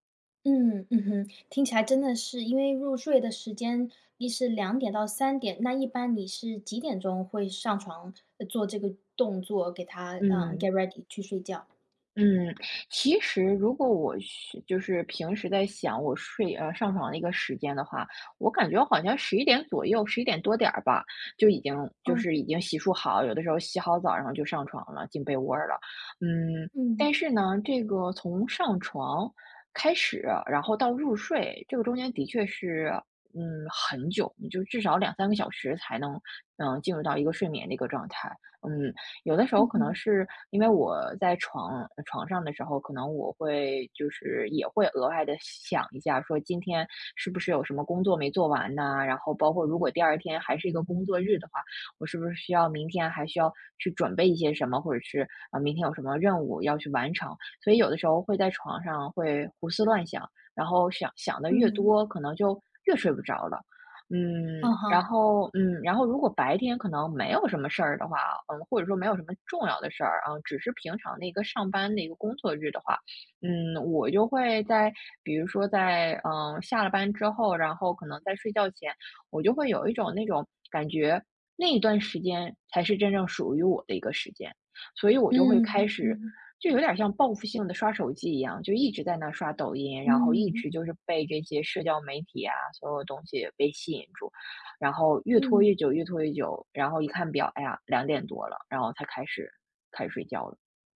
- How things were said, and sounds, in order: in English: "Get ready"
- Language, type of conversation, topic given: Chinese, advice, 我想养成规律作息却总是熬夜，该怎么办？